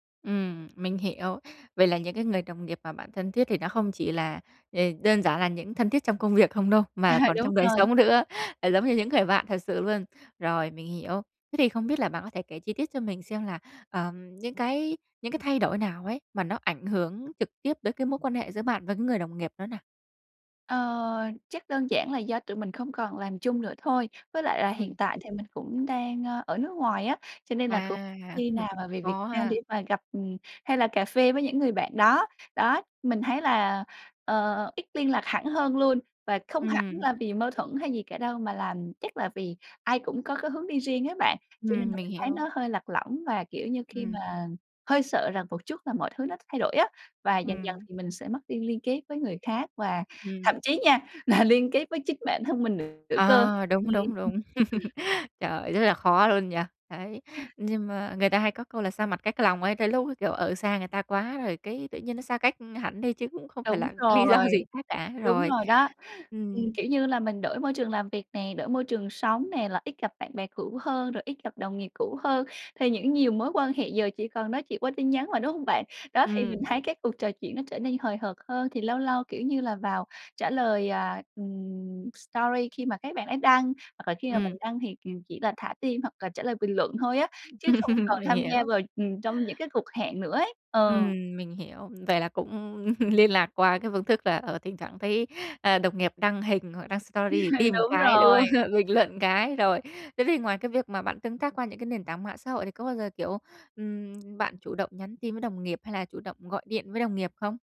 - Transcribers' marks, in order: tapping; laughing while speaking: "À"; laughing while speaking: "đời sống nữa"; chuckle; laughing while speaking: "là"; other background noise; chuckle; unintelligible speech; chuckle; laughing while speaking: "lý do"; chuckle; chuckle; in English: "story"; chuckle
- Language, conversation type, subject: Vietnamese, advice, Làm sao để duy trì kết nối khi môi trường xung quanh thay đổi?